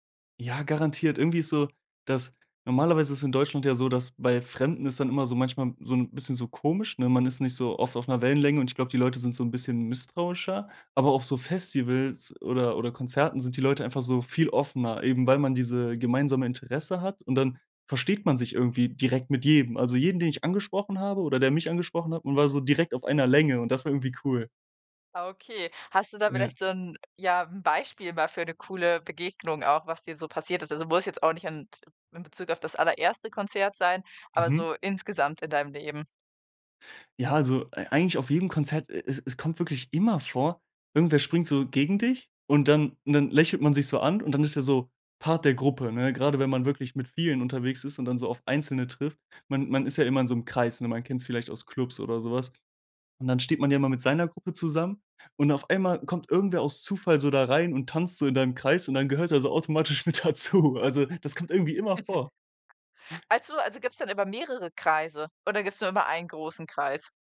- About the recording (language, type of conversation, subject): German, podcast, Woran erinnerst du dich, wenn du an dein erstes Konzert zurückdenkst?
- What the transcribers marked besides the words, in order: laughing while speaking: "mit dazu"; chuckle; other background noise